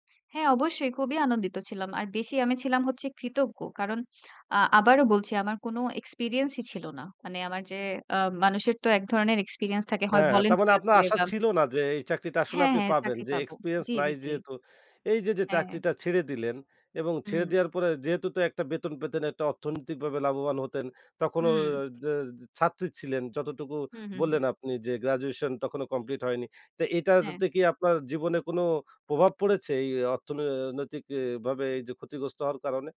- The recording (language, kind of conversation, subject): Bengali, podcast, তোমার জীবনের সবচেয়ে বড় পরিবর্তন কীভাবে ঘটল?
- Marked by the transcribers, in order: tapping; in English: "volunteer"; "তারমানে" said as "তামানে"; "এক্সপেরিয়েন্স" said as "এক্সপিয়েন্স"; "এইটাতে" said as "এইটারতে"